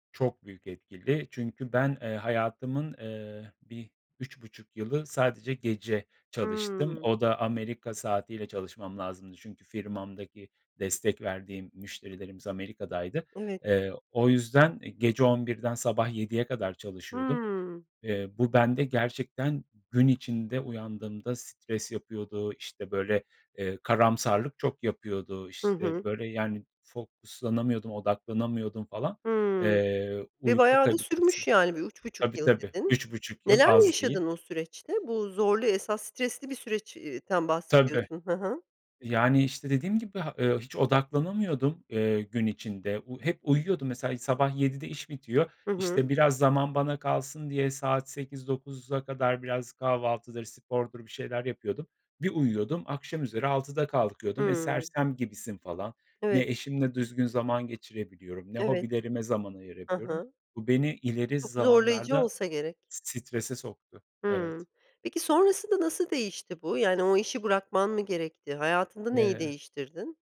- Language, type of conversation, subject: Turkish, podcast, Stresle başa çıkarken kullandığın yöntemler neler?
- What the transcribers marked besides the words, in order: other background noise